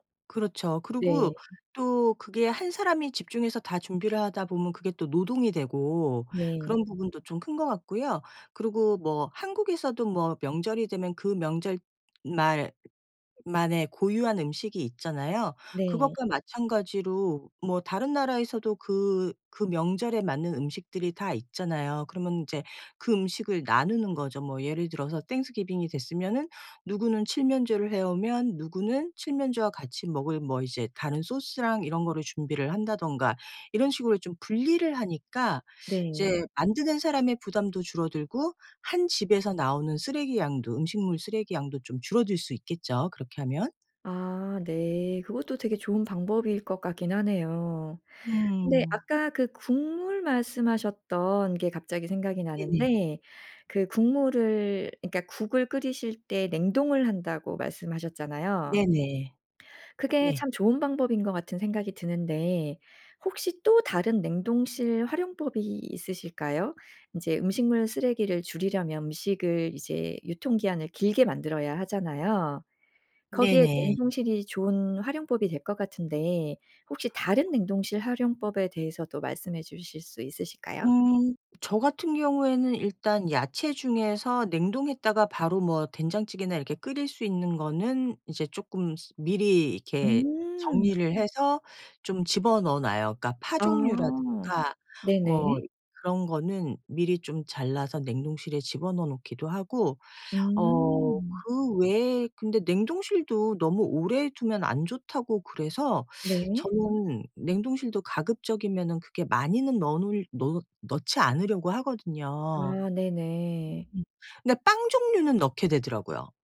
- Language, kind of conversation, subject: Korean, podcast, 음식물 쓰레기를 줄이는 현실적인 방법이 있을까요?
- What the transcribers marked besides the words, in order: other background noise; tapping; in English: "땡스 기빙이"